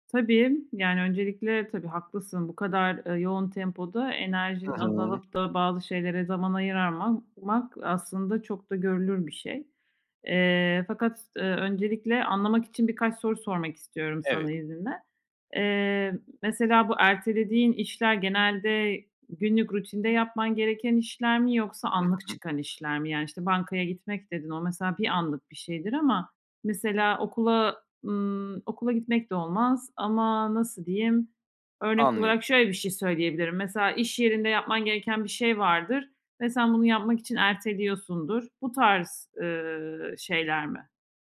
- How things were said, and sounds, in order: other background noise
- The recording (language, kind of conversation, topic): Turkish, advice, Sürekli erteleme yüzünden hedeflerime neden ulaşamıyorum?
- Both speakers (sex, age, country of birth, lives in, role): female, 40-44, Turkey, Hungary, advisor; male, 20-24, Turkey, Poland, user